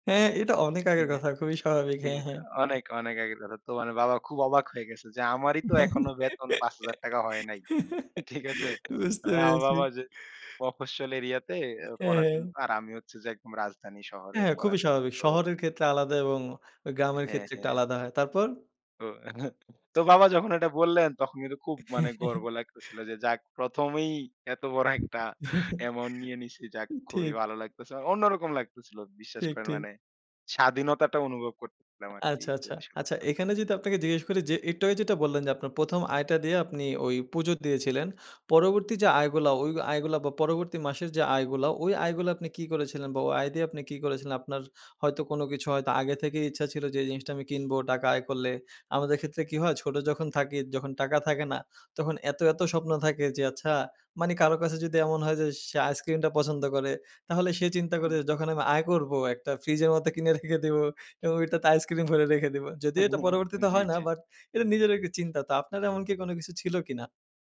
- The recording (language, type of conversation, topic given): Bengali, podcast, প্রথমবার নিজের উপার্জন হাতে পাওয়ার মুহূর্তটা আপনার কেমন মনে আছে?
- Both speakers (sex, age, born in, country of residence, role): male, 20-24, Bangladesh, Bangladesh, host; male, 25-29, Bangladesh, Bangladesh, guest
- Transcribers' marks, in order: giggle; laughing while speaking: "বুঝতে পেরেছি"; laughing while speaking: "ঠিক আছে?"; "মানে" said as "আনে"; chuckle; other background noise; chuckle; laughing while speaking: "প্রথমেই এত বড় একটা অ্যামাউন্ট নিয়ে নিছি"; wind; chuckle; "মানে" said as "মানি"; laughing while speaking: "কিনে রেখে দিবো। এবং ওইটাতে আইসক্রিম ভরে রেখে দিবো"; chuckle